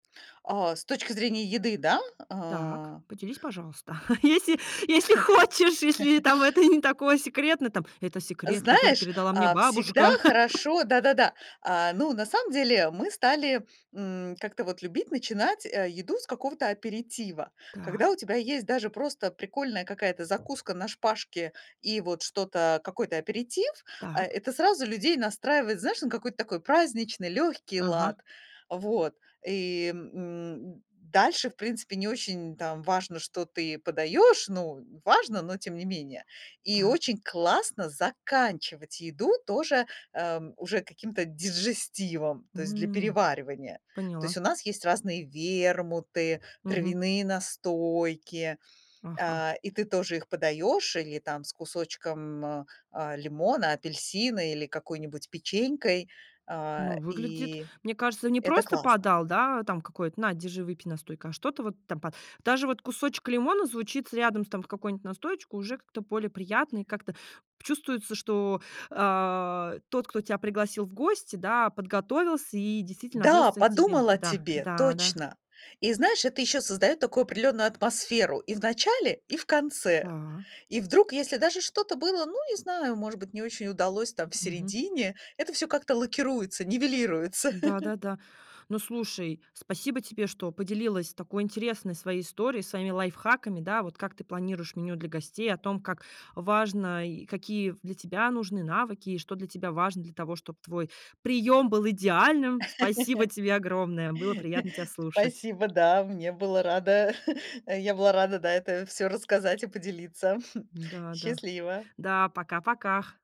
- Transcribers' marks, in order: laughing while speaking: "Если, если хочешь, если там это не такое секретно"; laugh; chuckle; tapping; drawn out: "А"; laugh; laugh; chuckle; chuckle
- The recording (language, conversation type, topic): Russian, podcast, Как вы планируете меню для гостей?